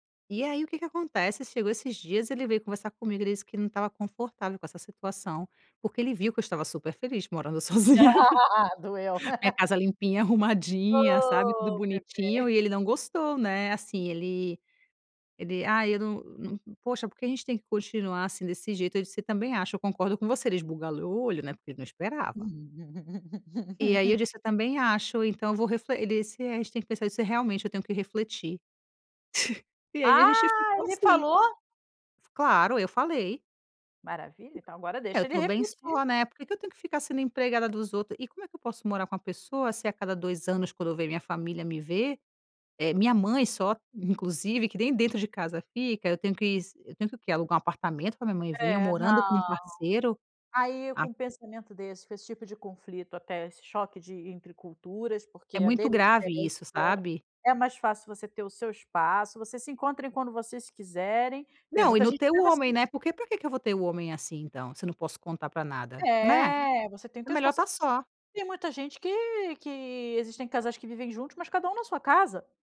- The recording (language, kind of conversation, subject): Portuguese, advice, Como posso dividir de forma mais justa as responsabilidades domésticas com meu parceiro?
- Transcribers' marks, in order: laugh; laughing while speaking: "sozinha"; laugh; chuckle; laugh; laugh; chuckle; joyful: "Ah, ele falou?"; tapping; unintelligible speech